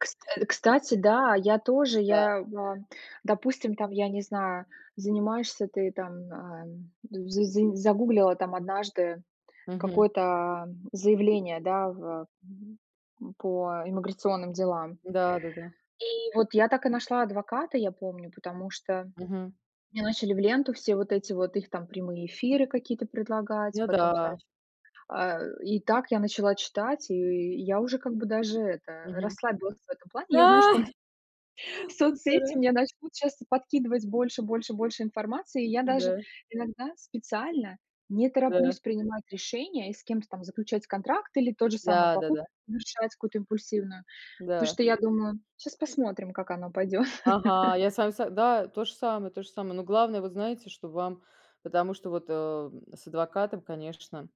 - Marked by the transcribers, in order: chuckle; chuckle; "Потому что" said as "пташта"; chuckle
- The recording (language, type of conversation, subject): Russian, unstructured, Насколько справедливо, что алгоритмы решают, что нам показывать?